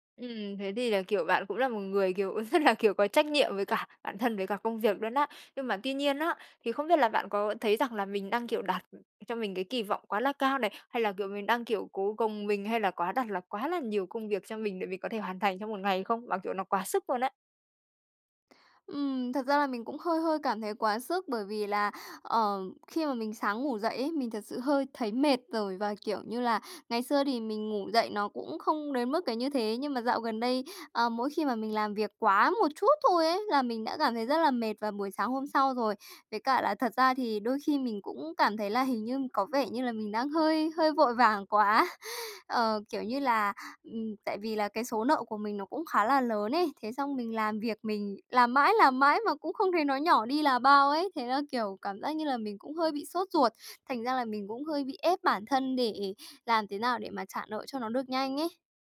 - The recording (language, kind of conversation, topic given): Vietnamese, advice, Làm sao tôi có thể nghỉ ngơi mà không cảm thấy tội lỗi khi còn nhiều việc chưa xong?
- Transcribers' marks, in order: laughing while speaking: "rất là"; other background noise; tapping; laughing while speaking: "quá"; background speech